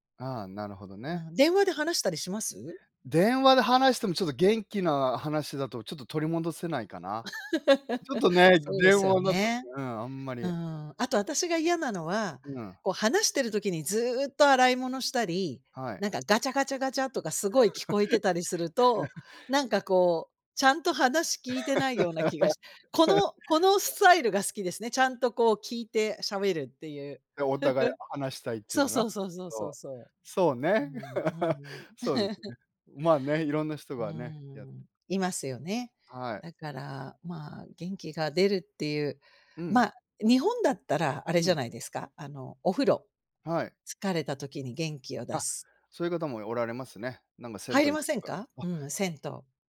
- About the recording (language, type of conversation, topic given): Japanese, unstructured, 疲れたときに元気を出すにはどうしたらいいですか？
- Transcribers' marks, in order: laugh; laugh; laugh; chuckle; laugh